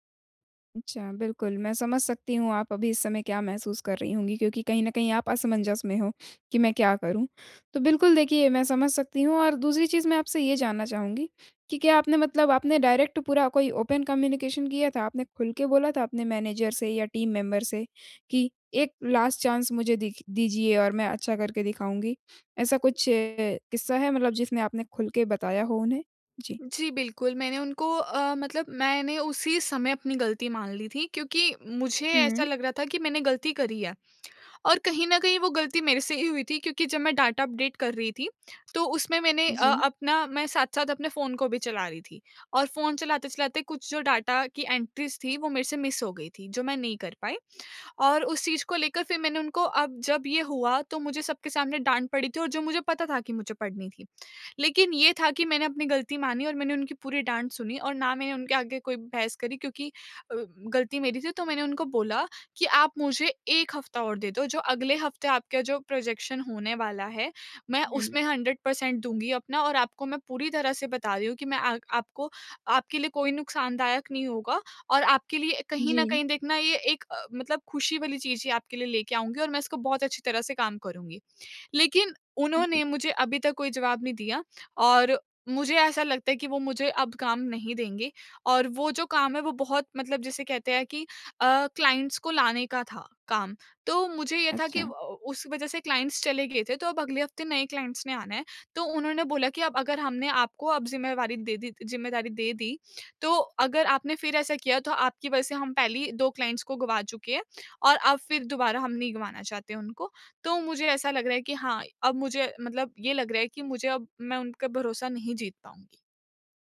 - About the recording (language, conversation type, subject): Hindi, advice, क्या मैं अपनी गलती के बाद टीम का भरोसा फिर से जीत सकता/सकती हूँ?
- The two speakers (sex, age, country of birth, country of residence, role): female, 20-24, India, India, advisor; female, 20-24, India, India, user
- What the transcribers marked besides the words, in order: in English: "डायरेक्ट"; in English: "ओपन कम्युनिकेशन"; in English: "मैनेज़र"; in English: "टीम मेंबर"; in English: "लास्ट चांस"; in English: "डाटा अपडेट"; in English: "डाटा"; in English: "एंट्रीज़"; in English: "मिस"; in English: "प्रोज़ेक्शन"; in English: "हंड्रेड पर्सेंट"; in English: "क्लाइंट्स"; in English: "क्लाइंट्स"; in English: "क्लाइंट्स"; in English: "क्लाइंट्स"